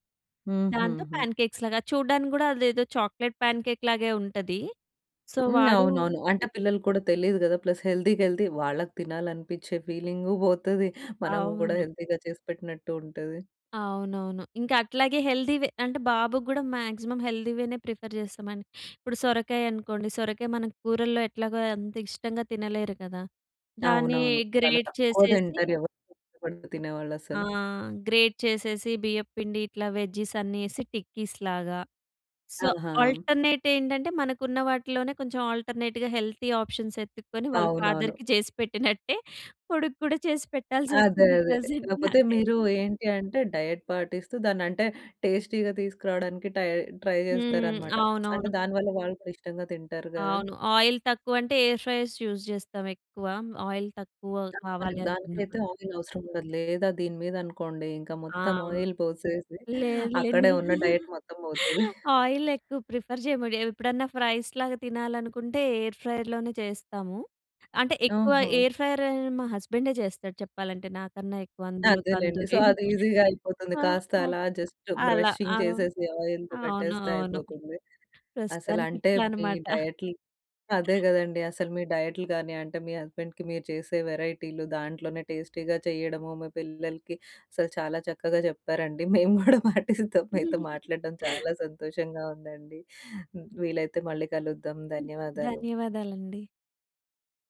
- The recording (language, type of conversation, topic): Telugu, podcast, డైట్ పరిమితులు ఉన్నవారికి రుచిగా, ఆరోగ్యంగా అనిపించేలా వంటలు ఎలా తయారు చేస్తారు?
- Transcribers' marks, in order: in English: "ప్యాన్ కేక్స్"; in English: "చాక్లేట్ ప్యాన్ కేక్"; in English: "సో"; in English: "ప్లస్ హెల్తీ‌కి హెల్తీ"; giggle; in English: "హెల్తీగా"; in English: "హెల్తీవె"; in English: "హెల్తీ"; in English: "ప్రిఫర్"; in English: "గ్రేట్"; in English: "గ్రేట్"; in English: "వెజీస్"; in English: "టిక్కీస్"; in English: "సో, ఆల్టర్నేట్"; in English: "ఆల్టర్నేట్‌గా హెల్తీ ఆప్షన్స్"; in English: "ఫాదర్‌కీ"; in English: "ప్రెజెంట్"; in English: "డైట్"; in English: "టేస్టీ‌గా"; in English: "టై, ట్రై"; lip smack; other background noise; in English: "ఆయిల్"; in English: "ఎయిర్ ఫ్రైయర్స్ యూజ్"; in English: "ఆయిల్"; unintelligible speech; in English: "ఆయిల్"; in English: "ఆయిల్"; chuckle; in English: "ఆయిల్"; in English: "ప్రిఫర్"; in English: "డైట్"; chuckle; in English: "ఫ్రైస్"; in English: "ఎయిర్ ఫ్రైయర్"; in English: "ఎయిర్ ఫ్రైయర్"; in English: "సో"; in English: "ఈజీగా"; in English: "జస్ట్ బ్రషింగ్"; in English: "ఆయిల్‌లో"; other noise; in English: "హస్బెండ్‌కీ"; in English: "టేస్టీగా"; laughing while speaking: "మేము గూడా పాటిస్తాం"; giggle